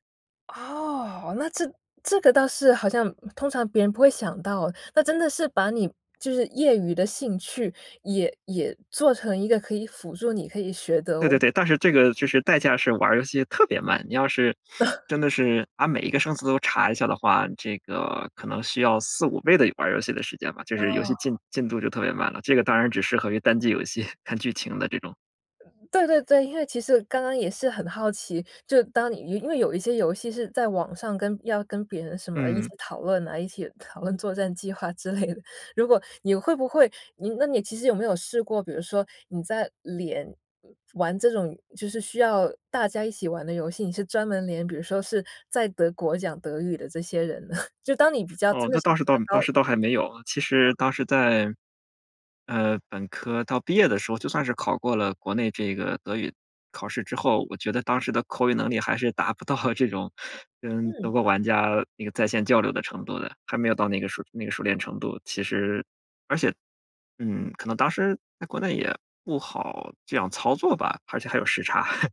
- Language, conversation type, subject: Chinese, podcast, 你能跟我们讲讲你的学习之路吗？
- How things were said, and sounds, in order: surprised: "哦"; chuckle; laugh; laughing while speaking: "之类的"; chuckle; other background noise; laughing while speaking: "达不到"; laugh